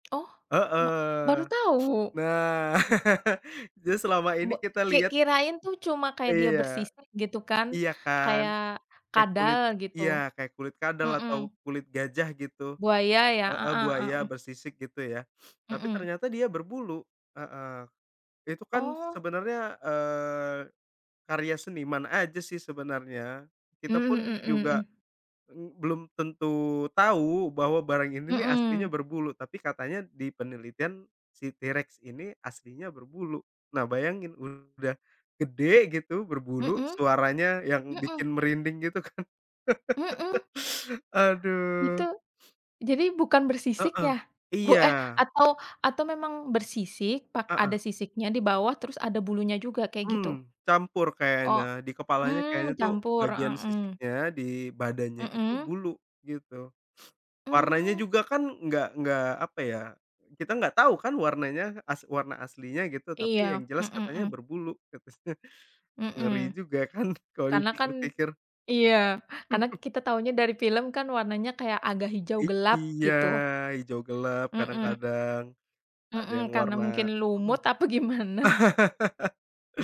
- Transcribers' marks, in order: tapping; other background noise; laugh; laughing while speaking: "Jadi, selama ini kita lihat"; sniff; laughing while speaking: "gitu kan?"; laugh; sniff; laughing while speaking: "katasnya"; "katanya" said as "katasnya"; laughing while speaking: "kan kalau dipikir-pikir?"; chuckle; laughing while speaking: "lumut, apa gimana"; laugh
- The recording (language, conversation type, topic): Indonesian, unstructured, Apa hal paling mengejutkan tentang dinosaurus yang kamu ketahui?